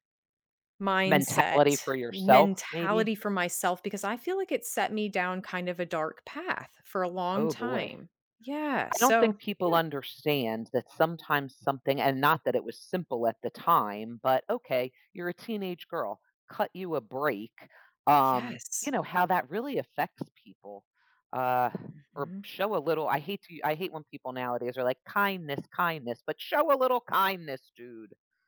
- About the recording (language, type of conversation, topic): English, unstructured, How might revisiting a moment from your past change your perspective on life today?
- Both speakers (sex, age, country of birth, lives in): female, 40-44, United States, United States; female, 55-59, United States, United States
- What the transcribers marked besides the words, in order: none